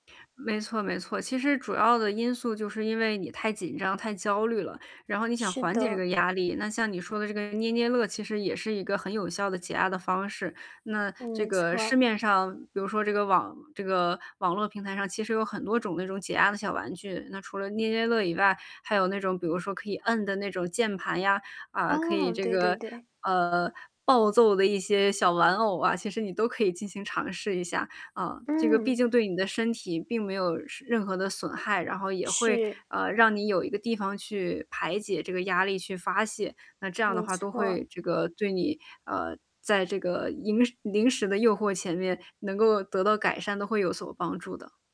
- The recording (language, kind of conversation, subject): Chinese, advice, 我该如何在零食和短视频等诱惑面前保持觉察？
- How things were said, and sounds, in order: other background noise; static; distorted speech